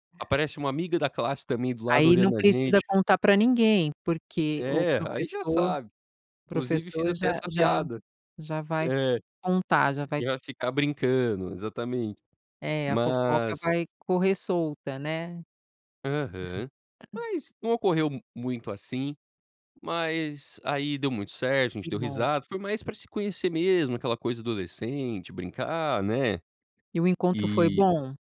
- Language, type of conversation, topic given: Portuguese, podcast, Como foi a primeira vez que você se apaixonou?
- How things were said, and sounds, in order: tapping; laugh